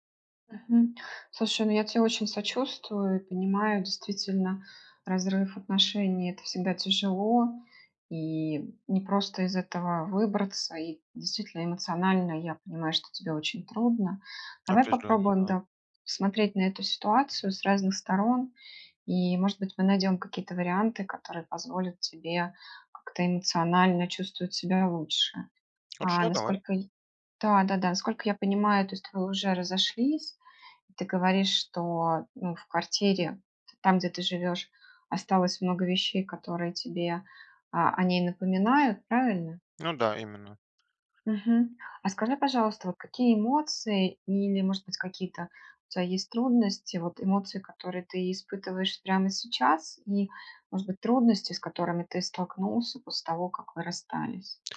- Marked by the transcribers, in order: tapping; other background noise
- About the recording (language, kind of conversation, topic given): Russian, advice, Как пережить расставание после долгих отношений или развод?